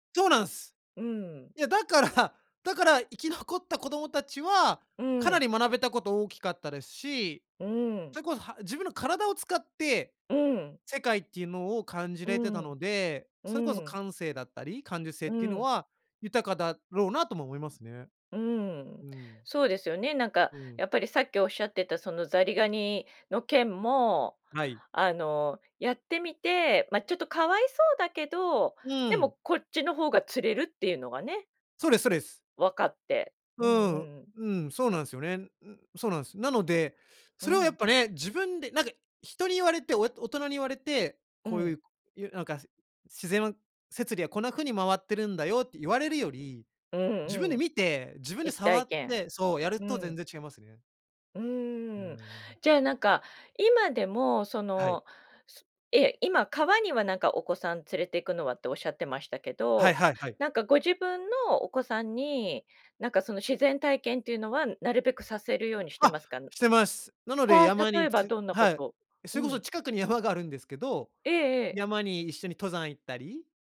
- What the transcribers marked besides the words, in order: laughing while speaking: "だから"
- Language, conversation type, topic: Japanese, podcast, 子どもの頃に体験した自然の中での出来事で、特に印象に残っているのは何ですか？